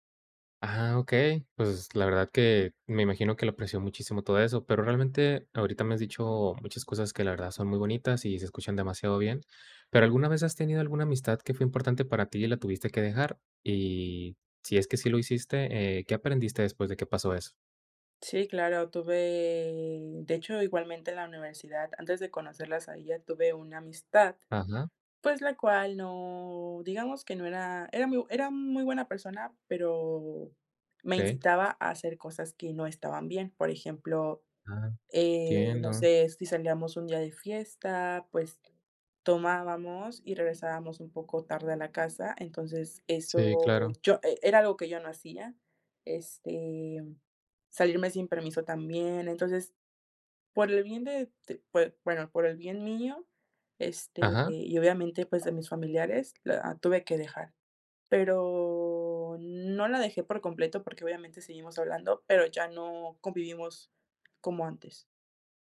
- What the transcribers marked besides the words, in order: tapping
- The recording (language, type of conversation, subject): Spanish, podcast, ¿Puedes contarme sobre una amistad que cambió tu vida?